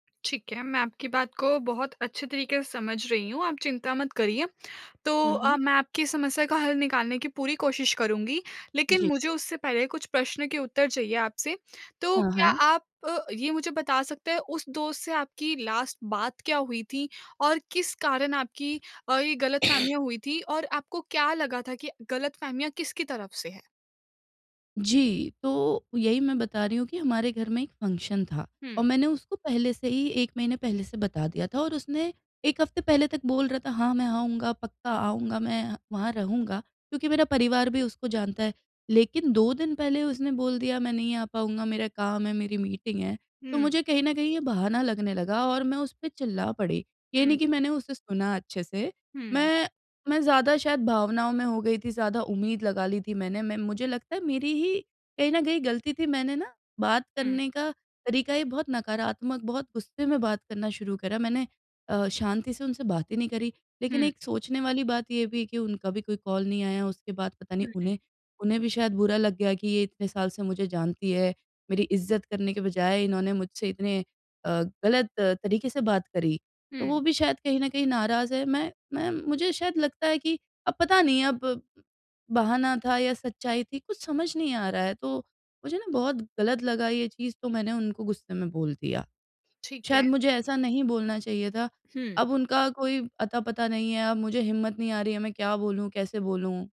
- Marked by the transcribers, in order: in English: "लास्ट"; other noise; in English: "फंक्शन"
- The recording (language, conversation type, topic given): Hindi, advice, गलतफहमियों को दूर करना
- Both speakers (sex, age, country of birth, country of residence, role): female, 20-24, India, India, advisor; female, 30-34, India, India, user